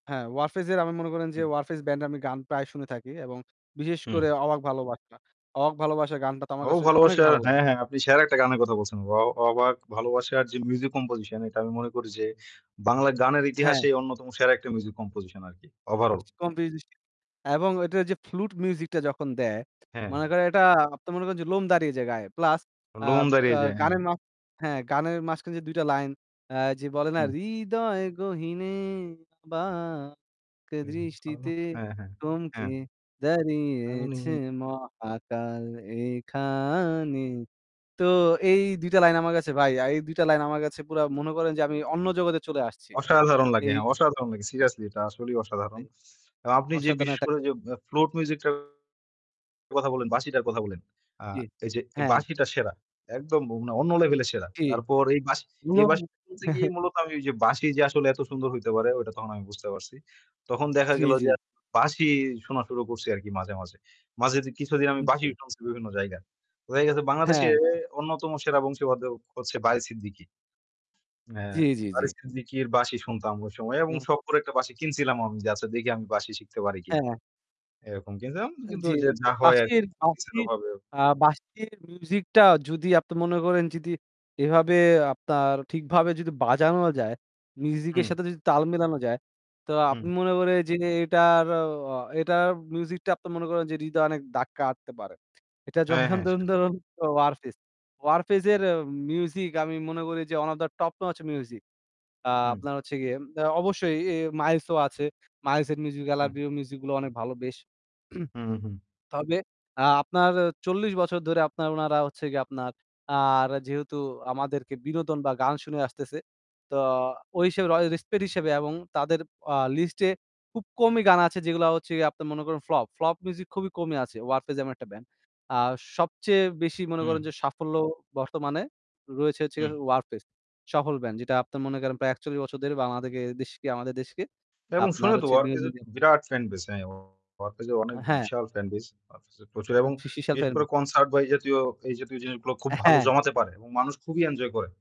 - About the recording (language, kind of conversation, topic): Bengali, unstructured, আপনার প্রিয় গানের ধরন কী, এবং আপনি সেটি কেন পছন্দ করেন?
- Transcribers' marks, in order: tapping; static; distorted speech; unintelligible speech; other background noise; singing: "হৃদয়ে গহীনে অবাক দৃষ্টিতে থমকে দাঁড়িয়েছে মহাকাল এখানে"; unintelligible speech; "এই" said as "আই"; unintelligible speech; chuckle; unintelligible speech; unintelligible speech; in English: "one of the top notch music"; throat clearing; "respect" said as "রেস্পের"; "আমাদেরকে" said as "বামাদেকে"; unintelligible speech